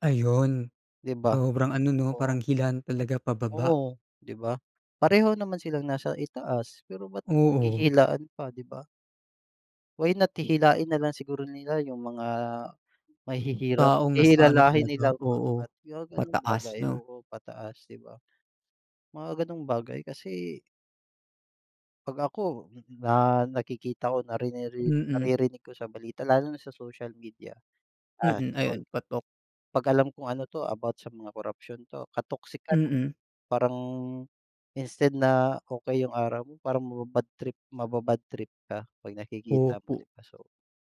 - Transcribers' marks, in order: in English: "Why not"; in English: "instead"
- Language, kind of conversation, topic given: Filipino, unstructured, Paano mo nararamdaman ang mga nabubunyag na kaso ng katiwalian sa balita?